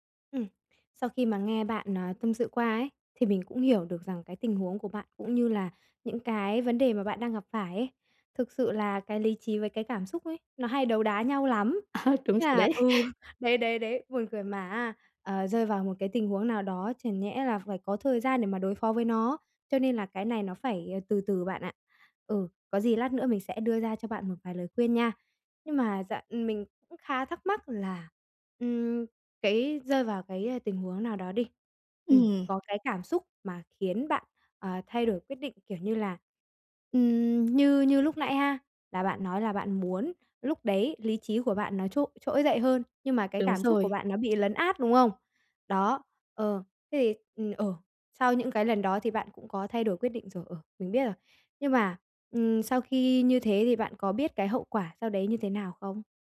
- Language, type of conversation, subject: Vietnamese, advice, Làm sao tôi biết liệu mình có nên đảo ngược một quyết định lớn khi lý trí và cảm xúc mâu thuẫn?
- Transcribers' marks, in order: tapping; laughing while speaking: "À, đúng rồi đấy"; laugh